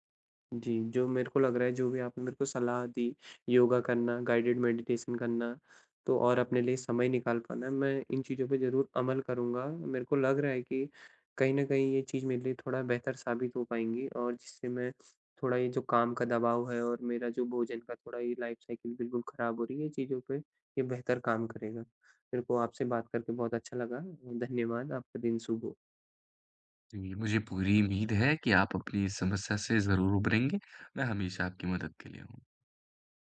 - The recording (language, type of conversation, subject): Hindi, advice, काम के दबाव के कारण अनियमित भोजन और भूख न लगने की समस्या से कैसे निपटें?
- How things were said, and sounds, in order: in English: "गाइडिड मैडिटेशन"; in English: "लाइफ़ साइकिल"